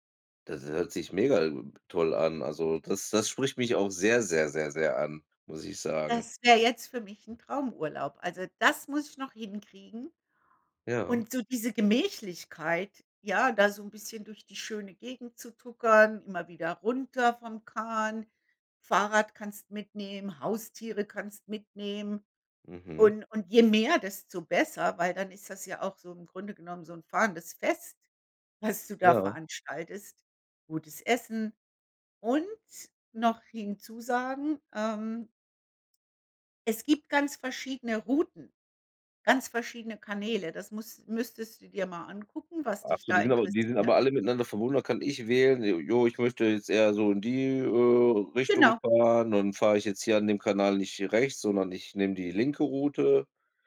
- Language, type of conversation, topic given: German, unstructured, Wohin reist du am liebsten und warum?
- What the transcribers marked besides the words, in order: laughing while speaking: "was"